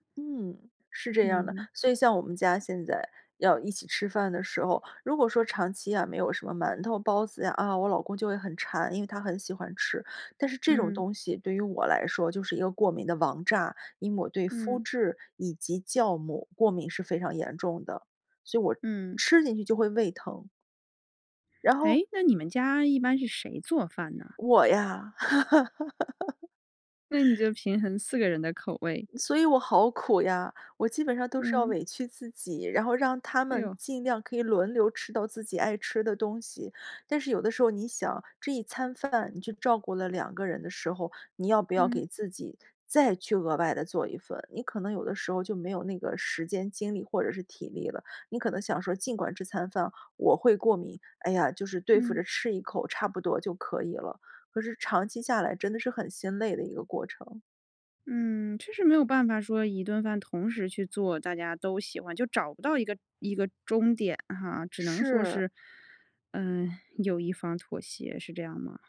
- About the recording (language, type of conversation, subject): Chinese, podcast, 家人挑食你通常怎么应对？
- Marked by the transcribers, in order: laugh